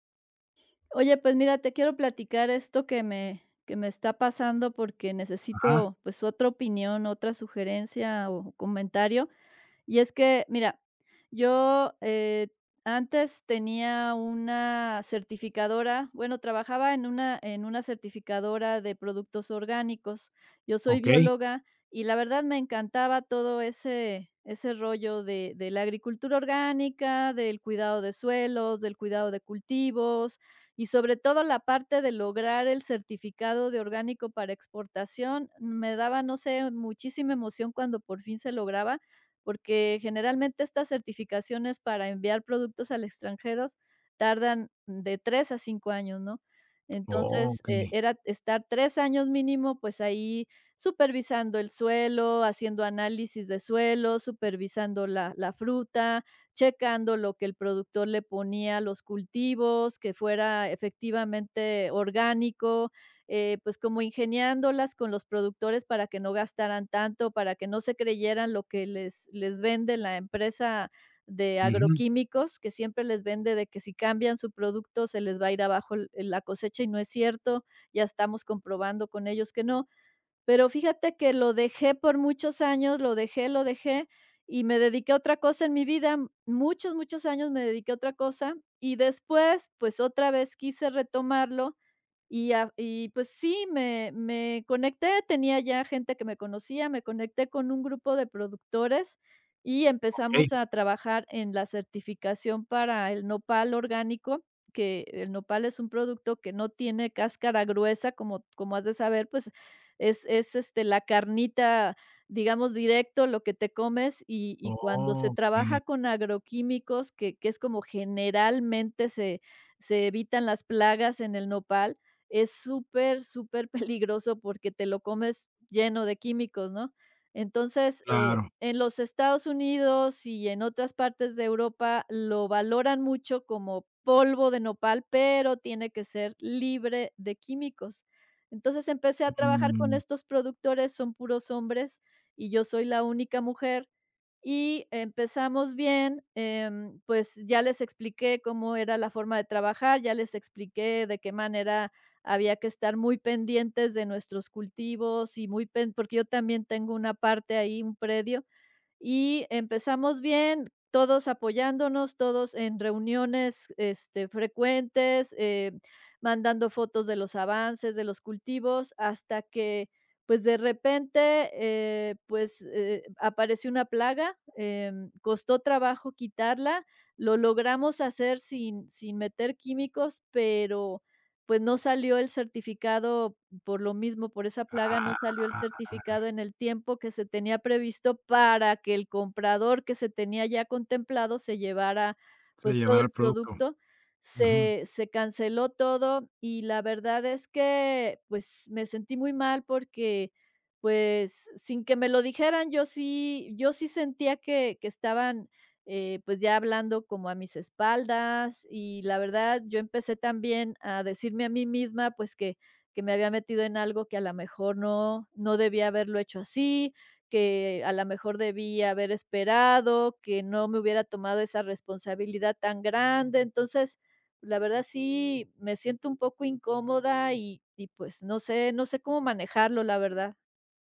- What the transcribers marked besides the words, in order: laughing while speaking: "peligroso"; tapping; other background noise; drawn out: "Ah"
- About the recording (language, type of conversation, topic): Spanish, advice, ¿Cómo puedo dejar de paralizarme por la autocrítica y avanzar en mis proyectos?